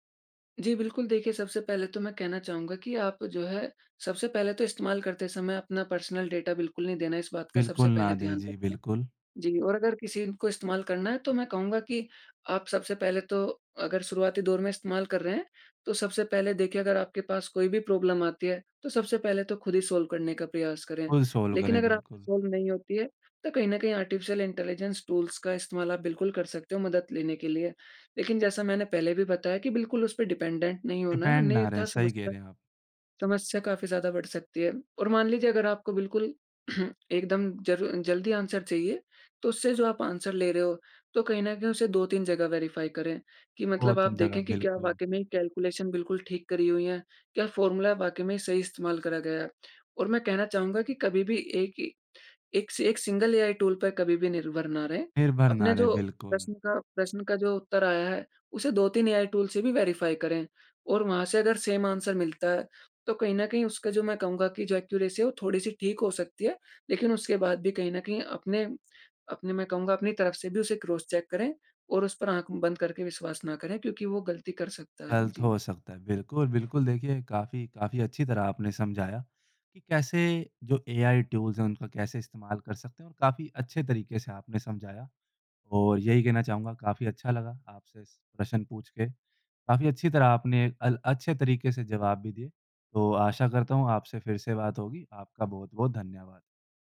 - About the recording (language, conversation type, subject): Hindi, podcast, एआई उपकरणों ने आपकी दिनचर्या कैसे बदली है?
- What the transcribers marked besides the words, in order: in English: "पर्सनल डाटा"; in English: "प्रॉब्लम"; in English: "सॉल्व"; in English: "फुल सॉल्व"; in English: "सॉल्व"; in English: "आर्टिफिशियल इंटेलिजेंस टूल्स"; in English: "डिपेंड"; in English: "डिपेंडेंट"; throat clearing; in English: "आंसर"; in English: "आंसर"; in English: "वेरीफ़ाई"; in English: "कैलकुलेशन"; in English: "फ़ॉर्मूला"; in English: "स सिंगल एआई टूल"; in English: "एआई टूल"; in English: "वेरीफाई"; in English: "आंसर"; in English: "एक्यूरेसी"; in English: "क्रॉस चेक"; in English: "एआई टूल्स"